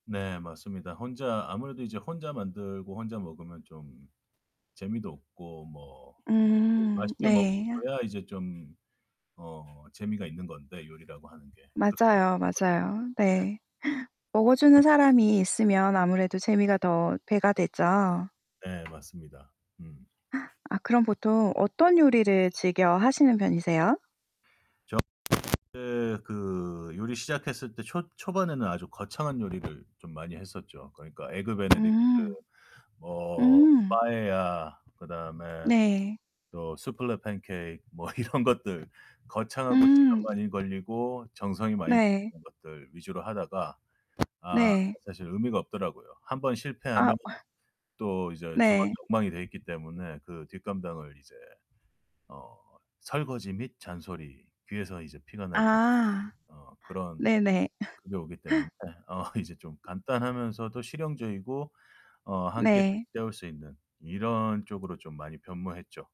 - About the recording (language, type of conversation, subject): Korean, podcast, 요리 취미를 어떤 방식으로 즐기시나요?
- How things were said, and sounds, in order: distorted speech; other background noise; unintelligible speech; tapping; laughing while speaking: "뭐 이런 것들"; other noise; laugh; laughing while speaking: "어"